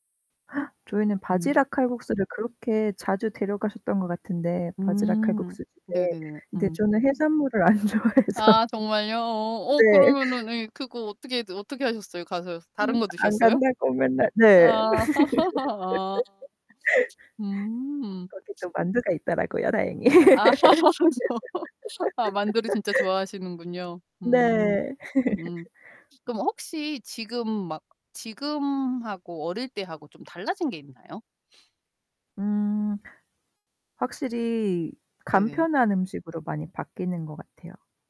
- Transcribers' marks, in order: static; gasp; distorted speech; tapping; laughing while speaking: "안 좋아해서"; laugh; other background noise; laugh; laughing while speaking: "저"; laugh; laugh; sniff
- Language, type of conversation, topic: Korean, unstructured, 음식과 관련된 가족의 전통이나 이야기가 있나요?